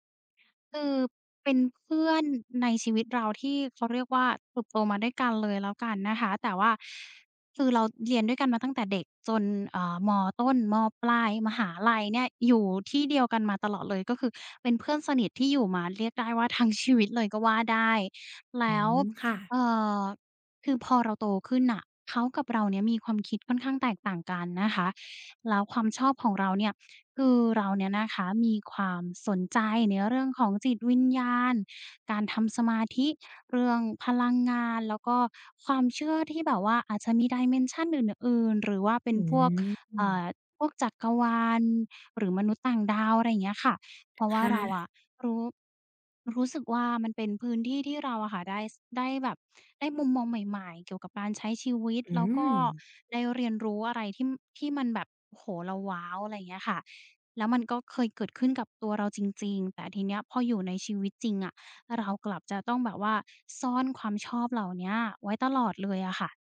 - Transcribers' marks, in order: in English: "dimension"; tapping
- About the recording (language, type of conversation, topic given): Thai, advice, คุณเคยต้องซ่อนความชอบหรือความเชื่อของตัวเองเพื่อให้เข้ากับกลุ่มไหม?